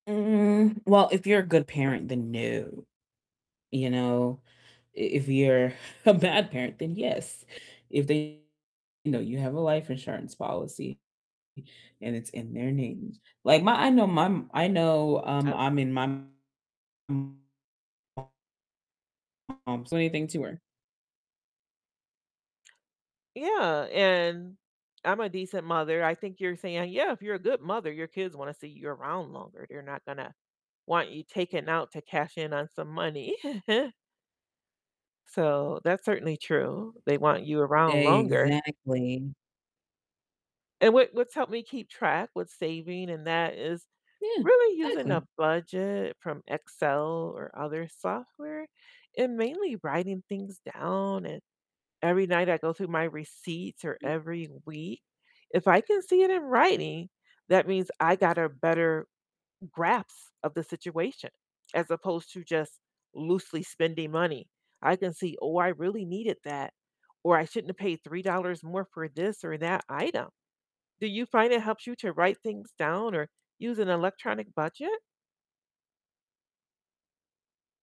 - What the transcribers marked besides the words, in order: laughing while speaking: "a bad"; distorted speech; tapping; unintelligible speech; chuckle; other background noise
- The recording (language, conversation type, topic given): English, unstructured, How do you balance saving for today and saving for the future?